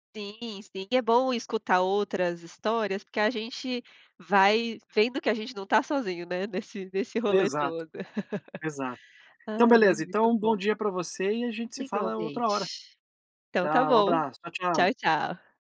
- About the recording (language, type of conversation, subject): Portuguese, unstructured, Você já passou por momentos em que o dinheiro era uma fonte de estresse constante?
- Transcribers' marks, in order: chuckle